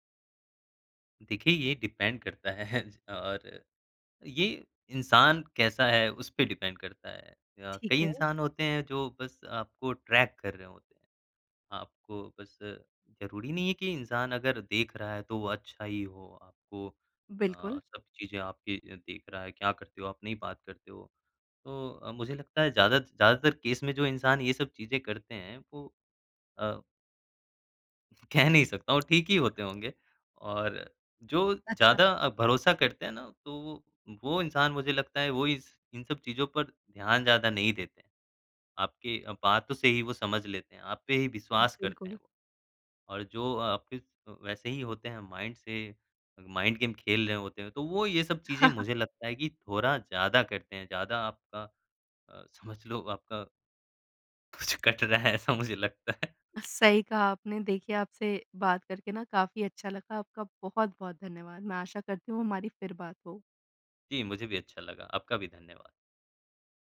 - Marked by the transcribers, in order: in English: "डिपेंड"; laughing while speaking: "करता है"; in English: "डिपेंड"; in English: "ट्रैक"; other background noise; tapping; in English: "माइंड"; in English: "माइंड गेम"; chuckle; laughing while speaking: "कुछ कट रहा है ऐसा मुझे लगता है"
- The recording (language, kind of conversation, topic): Hindi, podcast, क्या रिश्तों में किसी की लोकेशन साझा करना सही है?